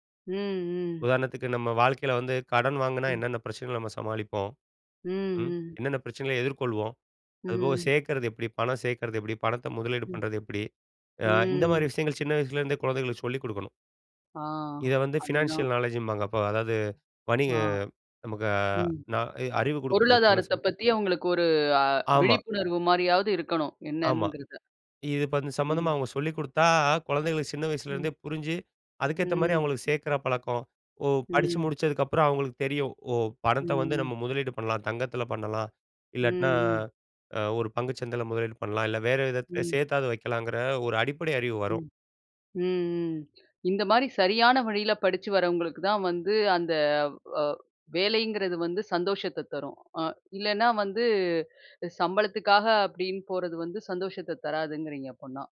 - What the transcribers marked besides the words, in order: other background noise; in English: "பைனான்ஷியல் நாலேட்ஜ்ம்பாங்க"; other noise
- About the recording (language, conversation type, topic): Tamil, podcast, சம்பளம் மற்றும் ஆனந்தம் இதில் எதற்கு நீங்கள் முன்னுரிமை அளிப்பீர்கள்?